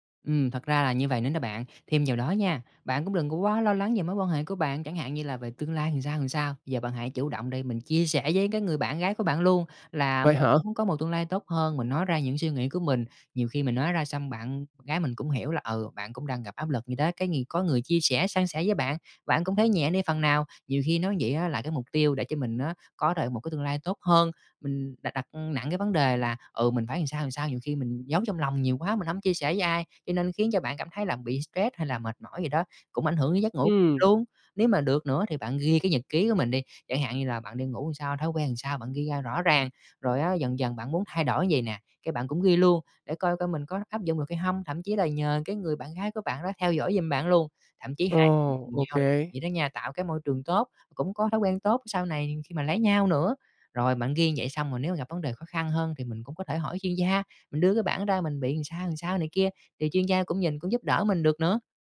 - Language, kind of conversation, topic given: Vietnamese, advice, Vì sao tôi thường thức dậy vẫn mệt mỏi dù đã ngủ đủ giấc?
- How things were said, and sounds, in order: "làm" said as "ừn"; "làm" said as "ừn"; "làm" said as "ừn"; "làm" said as "ừn"; tapping; "làm" said as "ừn"; "làm" said as "ừn"; "làm" said as "ừn"; "làm" said as "ừn"